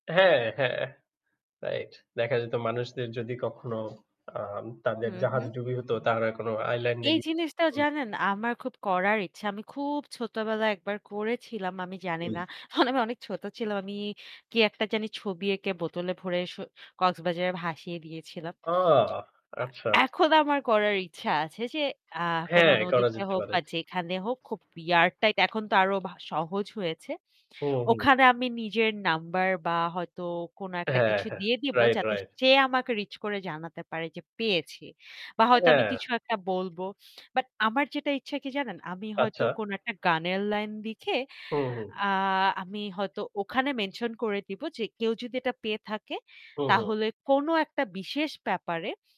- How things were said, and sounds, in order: static; other background noise; tapping; laughing while speaking: "মানে"; in English: "সো"; in English: "রেয়ার"; "টাইপ" said as "টাইট"
- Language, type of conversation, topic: Bengali, unstructured, আপনার প্রিয় গানের ধরন কী, এবং কেন?